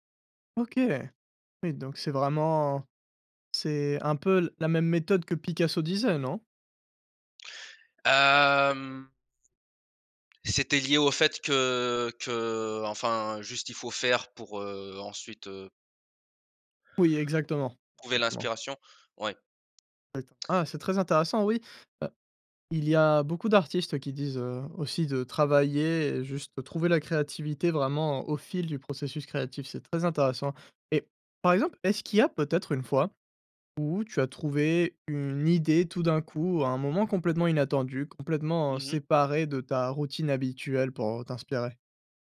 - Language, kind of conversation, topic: French, podcast, Comment trouves-tu l’inspiration pour créer quelque chose de nouveau ?
- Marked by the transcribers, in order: drawn out: "Hem"